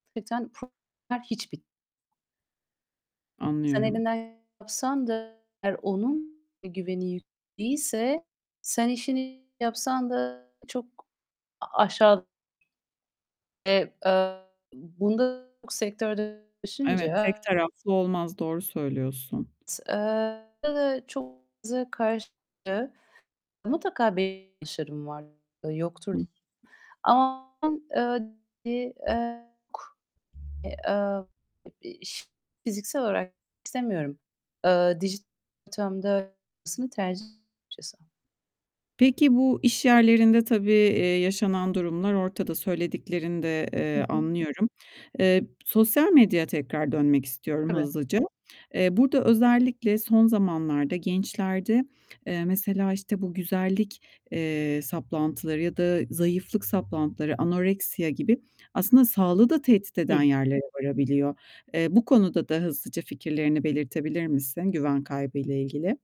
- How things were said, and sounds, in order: other background noise; distorted speech; unintelligible speech; tapping; unintelligible speech; unintelligible speech; unintelligible speech; unintelligible speech; other noise; unintelligible speech
- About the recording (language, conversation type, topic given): Turkish, podcast, Kendine güvenini yeniden kazanmanın yolları nelerdir?